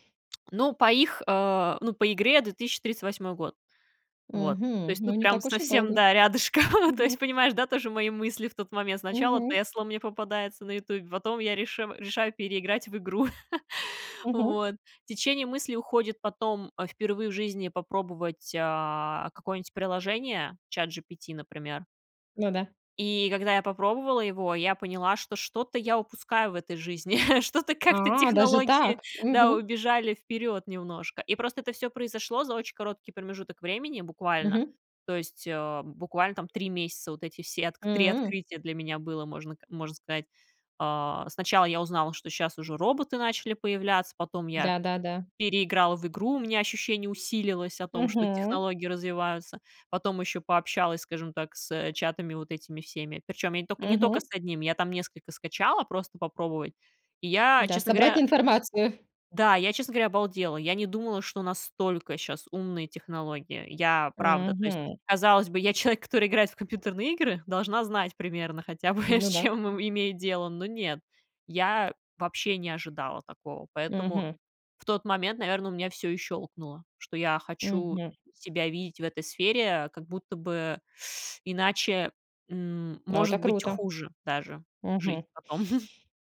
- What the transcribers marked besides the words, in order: lip smack; laughing while speaking: "рядышком"; chuckle; laugh; chuckle; other background noise; laughing while speaking: "с чем"; teeth sucking; tapping; chuckle
- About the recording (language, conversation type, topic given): Russian, podcast, Что даёт тебе ощущение смысла в работе?